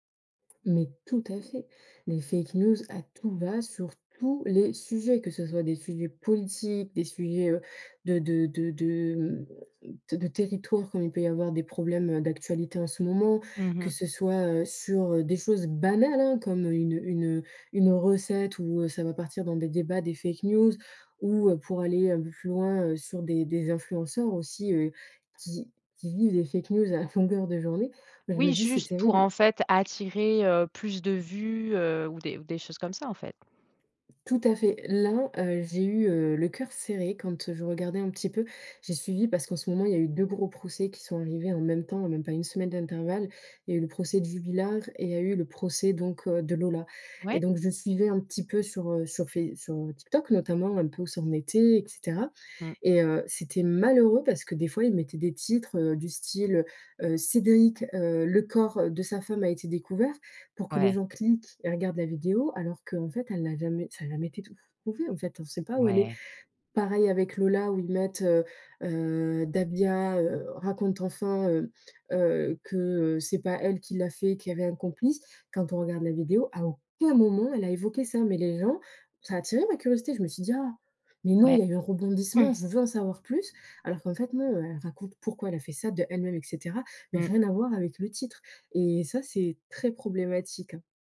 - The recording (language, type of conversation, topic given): French, podcast, Les réseaux sociaux renforcent-ils ou fragilisent-ils nos liens ?
- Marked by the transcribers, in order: tapping; in English: "fake news"; stressed: "tous"; in English: "fake news"; in English: "fake news"; put-on voice: "Cédric, heu, le corps de sa femme a été découvert"; stressed: "aucun"; other background noise